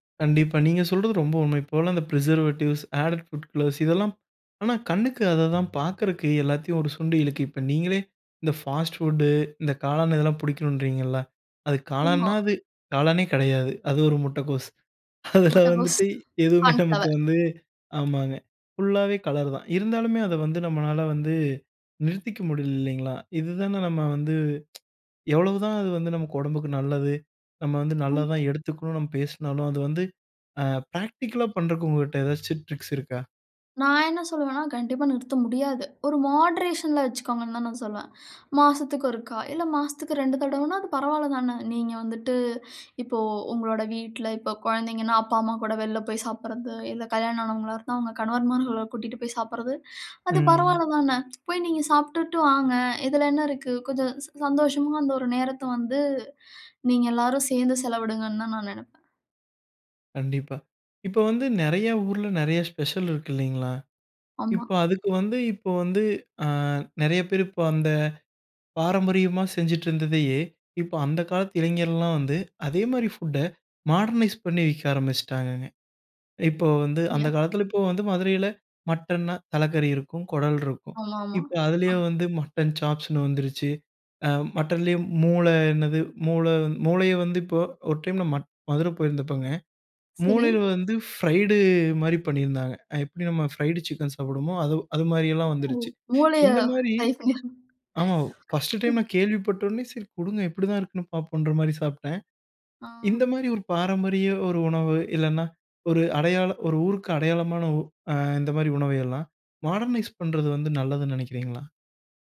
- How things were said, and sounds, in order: in English: "ப்ரிசர்வேட்டிவ்ஸ், ஆடட் ஃபுட் கலர்ஸ்"; other background noise; "இழுக்குது" said as "இழுக்கு"; in English: "ஃபாஸ்ட் ஃபுட்டு"; laughing while speaking: "அதில வந்துட்டு எதுவுமே நமக்கு வந்து"; in English: "கார்ன்ஃப்ளவர்"; tsk; in English: "பிராக்டிகல்‌லா"; in English: "ட்ரிக்ஸ்"; in English: "மாடரேஷனில"; inhale; inhale; inhale; lip smack; inhale; tapping; in English: "ஃபுட்டை, மாடர்னைஸ்"; in English: "யா"; in English: "பிரைட்"; in English: "ஃப்ரைடு சிக்கன்"; inhale; laughing while speaking: "ஃப்ரை"; unintelligible speech; in English: "மாடர்னைஸ்"
- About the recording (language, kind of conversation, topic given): Tamil, podcast, ஒரு ஊரின் உணவுப் பண்பாடு பற்றி உங்கள் கருத்து என்ன?